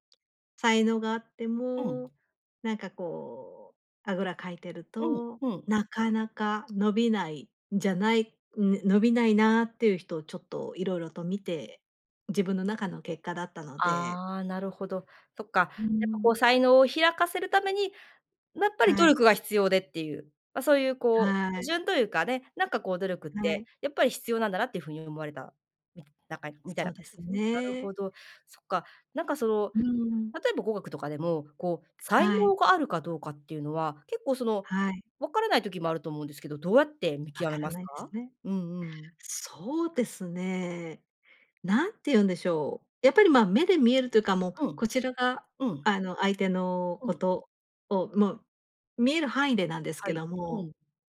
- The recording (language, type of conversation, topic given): Japanese, podcast, 才能と努力では、どちらがより大事だと思いますか？
- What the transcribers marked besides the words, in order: none